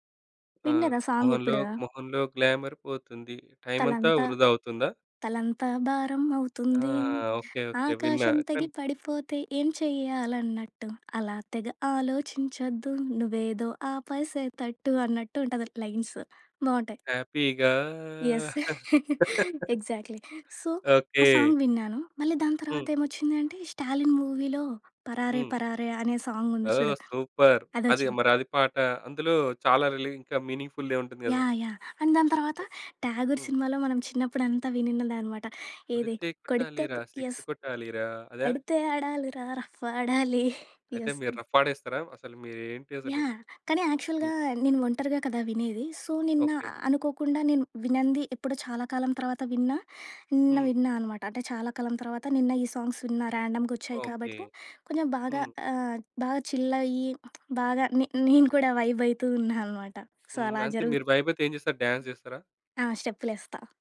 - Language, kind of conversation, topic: Telugu, podcast, ఒంటరిగా పాటలు విన్నప్పుడు నీకు ఎలాంటి భావన కలుగుతుంది?
- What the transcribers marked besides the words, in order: in English: "గ్లామర్"; other background noise; singing: "తలంతా, తలంతా భారం అవుతుంది. ఆకాశం … నువ్వేదో ఆపేసే తట్టు"; tapping; in English: "హ్యాపీగా"; in English: "యస్. ఎగ్జాక్ట్‌లీ. సో"; chuckle; laugh; in English: "సాంగ్"; in English: "మూవీలో"; in English: "సూపర్!"; in English: "అండ్"; other noise; in English: "సిక్స్"; in English: "యస్"; in English: "యస్"; in English: "రఫ్"; in English: "యాక్చువల్‌గా"; in English: "సో"; in English: "సాంగ్స్"; in English: "చిల్"; in English: "వైబ్"; in English: "వైబ్"; in English: "సో"